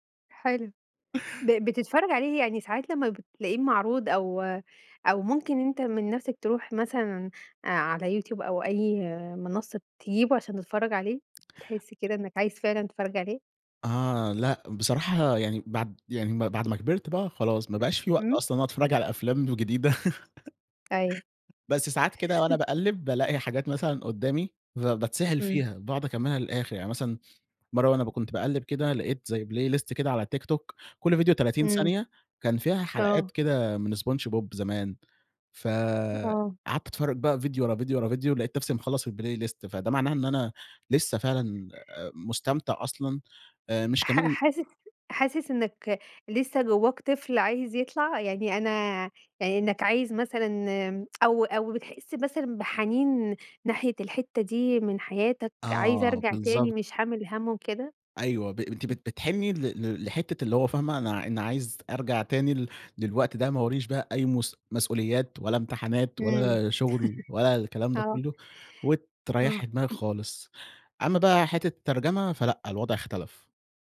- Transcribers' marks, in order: other background noise; laugh; tapping; chuckle; in English: "playlist"; in English: "الplaylist"; laugh
- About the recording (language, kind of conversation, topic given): Arabic, podcast, شو رأيك في ترجمة ودبلجة الأفلام؟